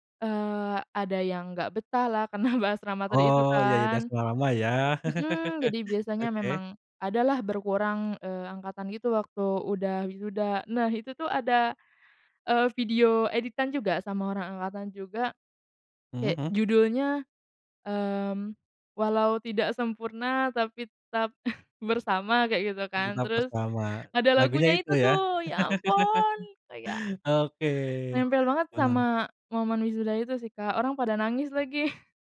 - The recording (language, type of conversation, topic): Indonesian, podcast, Pernahkah ada satu lagu yang terasa sangat nyambung dengan momen penting dalam hidupmu?
- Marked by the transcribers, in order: laughing while speaking: "karena"; unintelligible speech; chuckle; chuckle; laugh; other background noise; laughing while speaking: "lagi"